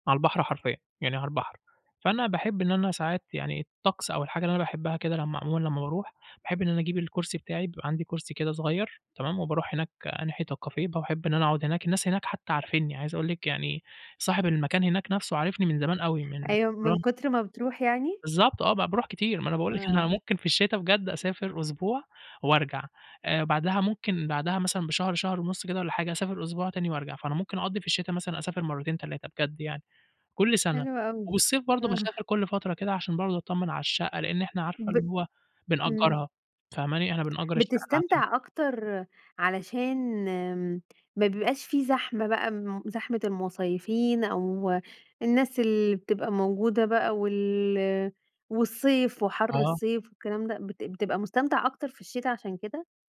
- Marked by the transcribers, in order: in English: "الكافيه"; unintelligible speech
- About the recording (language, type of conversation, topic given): Arabic, podcast, إيه المكان الطبيعي اللي بتحب تقضي فيه وقتك؟